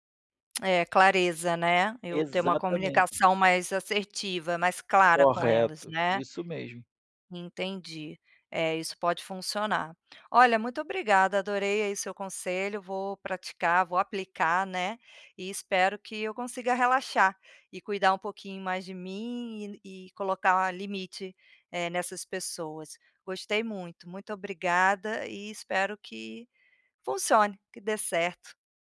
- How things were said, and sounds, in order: tapping
- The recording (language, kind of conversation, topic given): Portuguese, advice, Como posso priorizar meus próprios interesses quando minha família espera outra coisa?